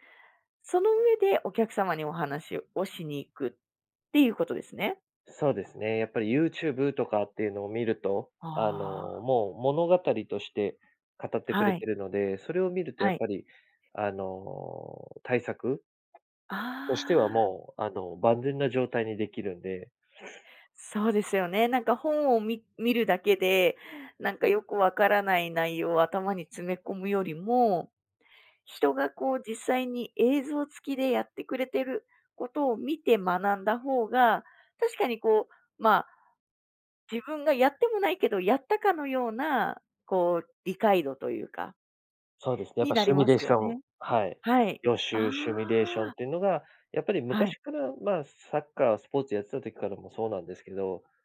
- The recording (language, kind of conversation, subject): Japanese, podcast, 自信がないとき、具体的にどんな対策をしていますか?
- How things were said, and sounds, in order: tapping; sniff